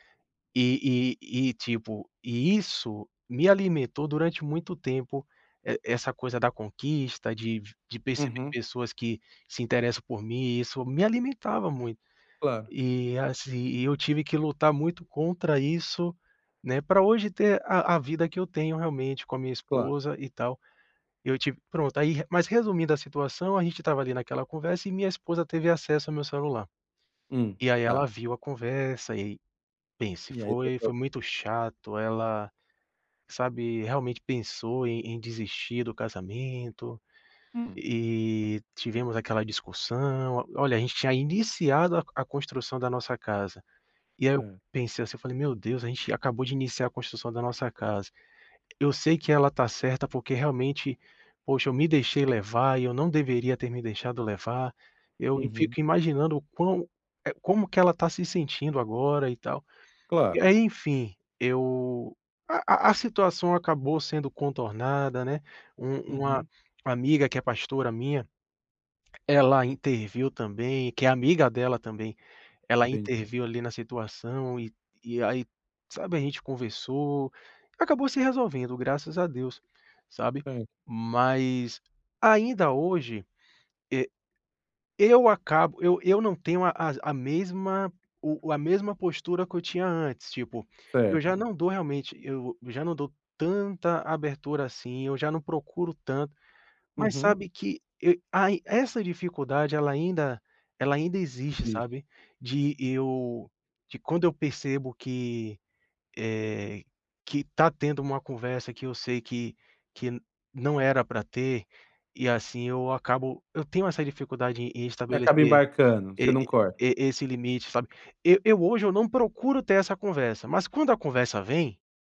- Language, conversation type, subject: Portuguese, advice, Como posso estabelecer limites claros no início de um relacionamento?
- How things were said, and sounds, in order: tapping; unintelligible speech; other noise; unintelligible speech